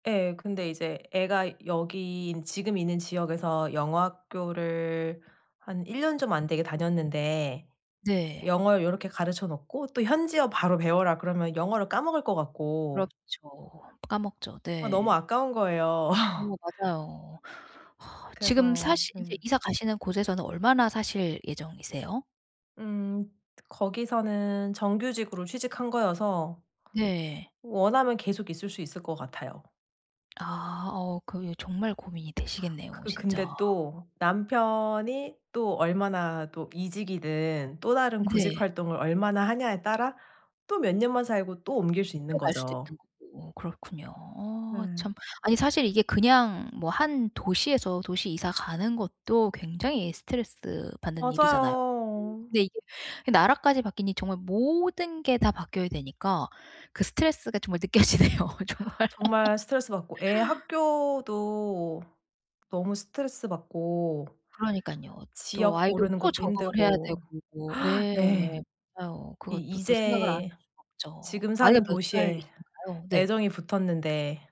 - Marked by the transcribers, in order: laugh; sigh; other background noise; laughing while speaking: "느껴지네요, 정말"; laugh; gasp
- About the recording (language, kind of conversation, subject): Korean, advice, 이사 후 부부가 함께 스트레스를 어떻게 관리하면 좋을까요?